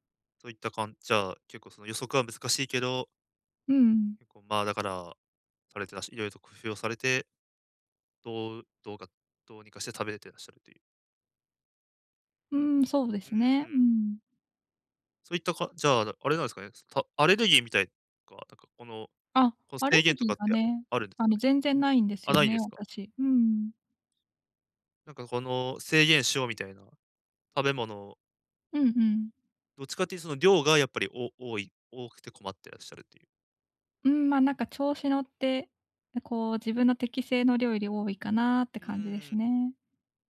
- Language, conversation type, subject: Japanese, advice, 外食のとき、健康に良い選び方はありますか？
- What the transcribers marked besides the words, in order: tapping